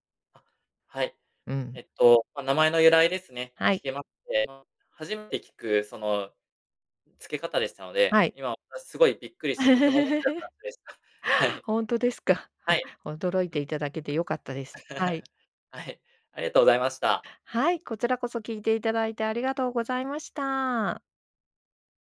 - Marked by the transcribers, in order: other noise; laugh; unintelligible speech; chuckle; laugh
- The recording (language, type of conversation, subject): Japanese, podcast, 名前の由来や呼び方について教えてくれますか？